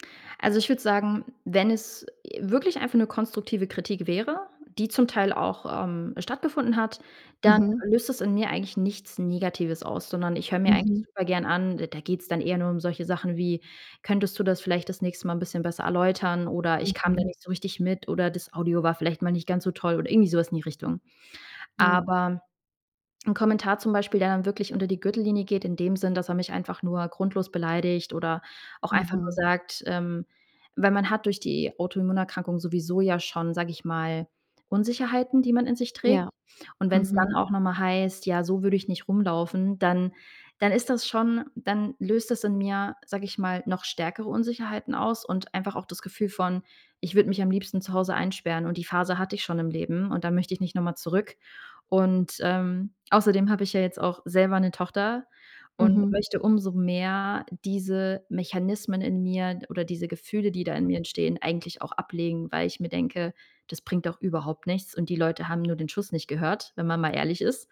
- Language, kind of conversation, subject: German, advice, Wie kann ich damit umgehen, dass mich negative Kommentare in sozialen Medien verletzen und wütend machen?
- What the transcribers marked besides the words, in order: other background noise